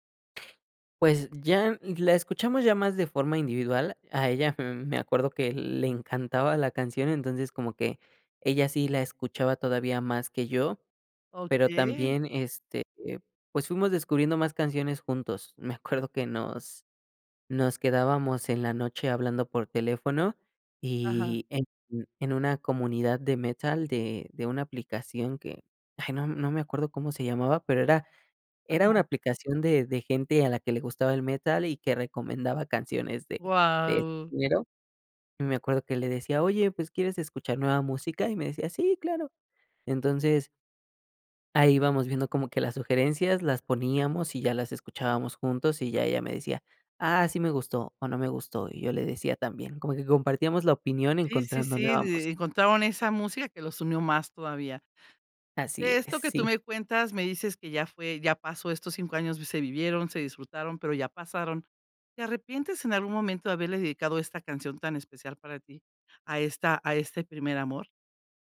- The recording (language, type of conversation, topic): Spanish, podcast, ¿Qué canción asocias con tu primer amor?
- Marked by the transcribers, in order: put-on voice: "Sí claro"